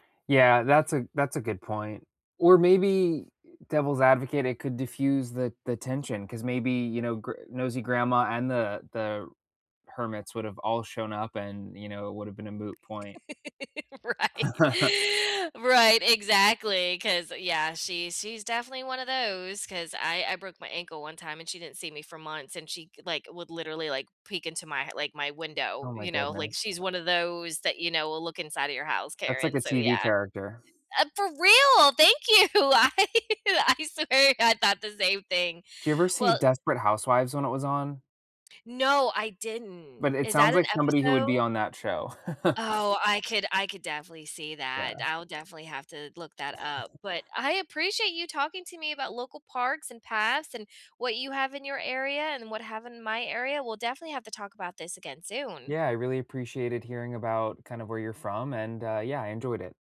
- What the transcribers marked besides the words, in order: laugh; laughing while speaking: "Right"; chuckle; tapping; laughing while speaking: "you. I I swear"; other background noise; chuckle; chuckle
- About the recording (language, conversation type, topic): English, unstructured, What local parks and paths shape your daily rhythm and help you connect with others?
- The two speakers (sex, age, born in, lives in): female, 40-44, United States, United States; male, 30-34, United States, United States